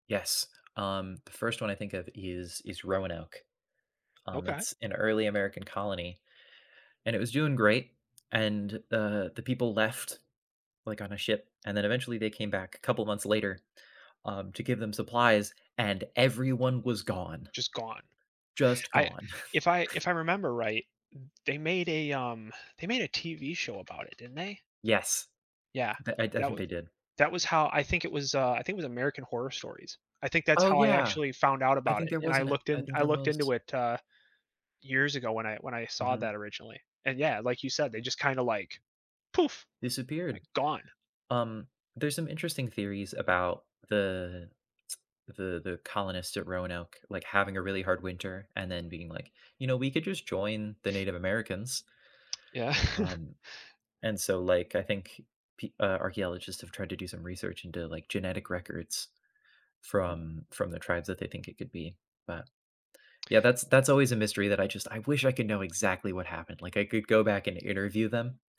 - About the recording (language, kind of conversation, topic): English, unstructured, Which historical mystery would you most like to solve?
- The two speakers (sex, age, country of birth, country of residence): male, 20-24, United States, United States; male, 30-34, United States, United States
- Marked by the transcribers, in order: tapping; other background noise; chuckle; "American Horror Story" said as "American Horror Stories"; tsk; laughing while speaking: "Yeah"